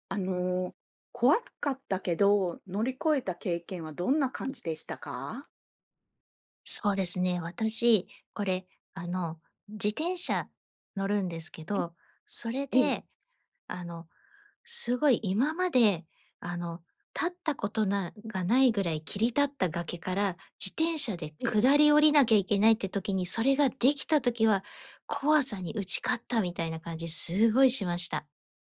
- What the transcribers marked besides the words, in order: none
- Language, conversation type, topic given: Japanese, podcast, 怖かったけれど乗り越えた経験は、どのようなものでしたか？